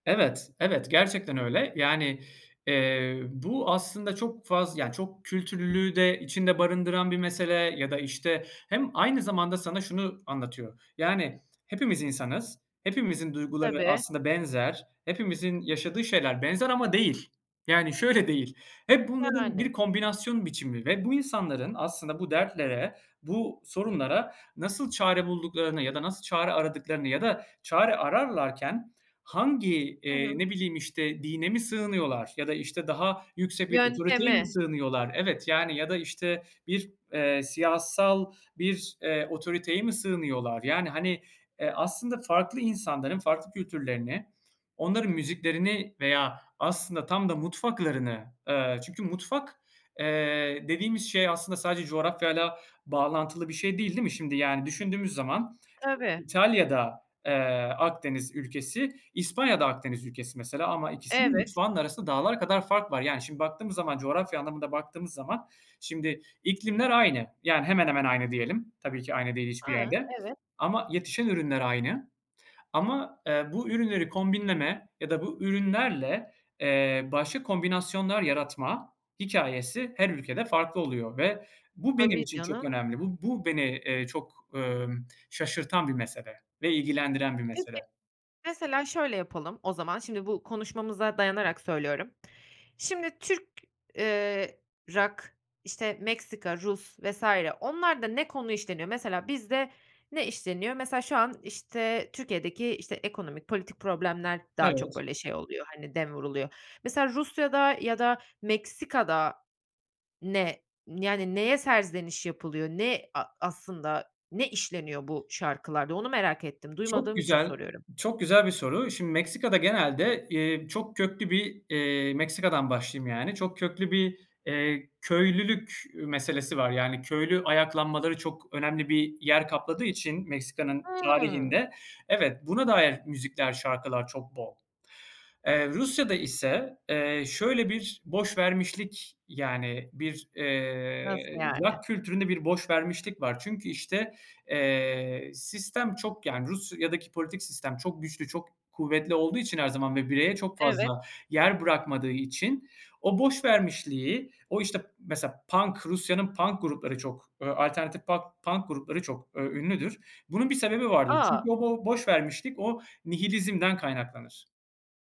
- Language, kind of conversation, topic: Turkish, podcast, Müzik zevkinin seni nasıl tanımladığını düşünüyorsun?
- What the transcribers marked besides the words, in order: tapping; laughing while speaking: "şöyle değil"; other background noise